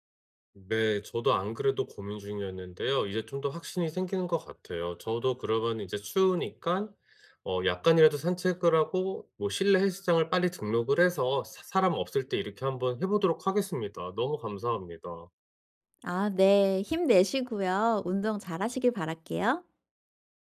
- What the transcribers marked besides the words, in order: none
- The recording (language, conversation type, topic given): Korean, advice, 피로 신호를 어떻게 알아차리고 예방할 수 있나요?